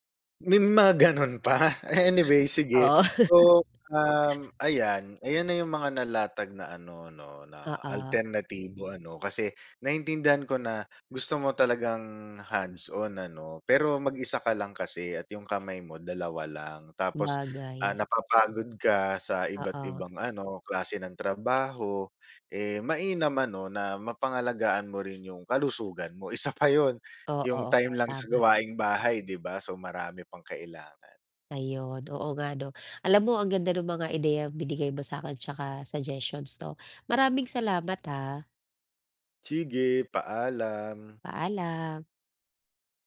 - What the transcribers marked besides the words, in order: laughing while speaking: "May mga gano'n pa?"; laughing while speaking: "Oo"
- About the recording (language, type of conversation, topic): Filipino, advice, Paano ko mababalanse ang pahinga at mga gawaing-bahay tuwing katapusan ng linggo?